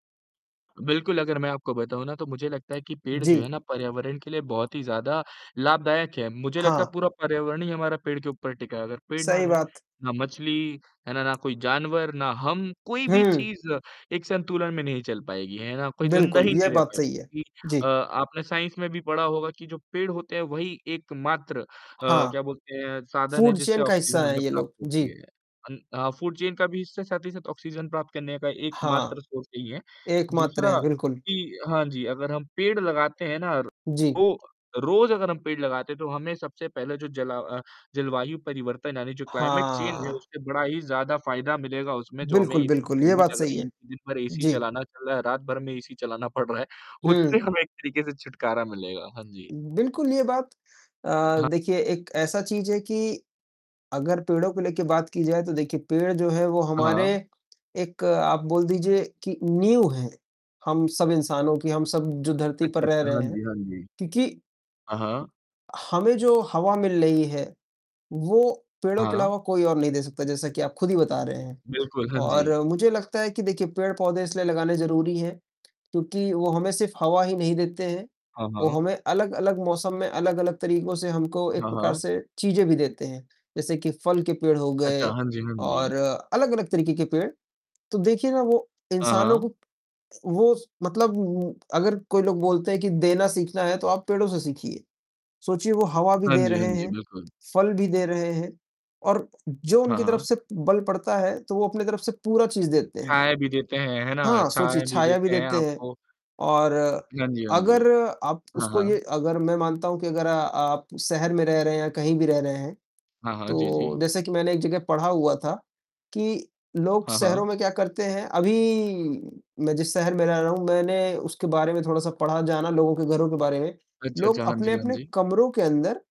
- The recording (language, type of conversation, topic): Hindi, unstructured, आपको क्या लगता है कि हर दिन एक पेड़ लगाने से क्या फर्क पड़ेगा?
- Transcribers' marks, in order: tapping; distorted speech; in English: "साइंस"; in English: "फ़ूड चेन"; in English: "फ़ूड चेन"; in English: "सोर्स"; in English: "क्लाइमेट चेंज"; laughing while speaking: "पड़ रहा है, उससे हमें"; static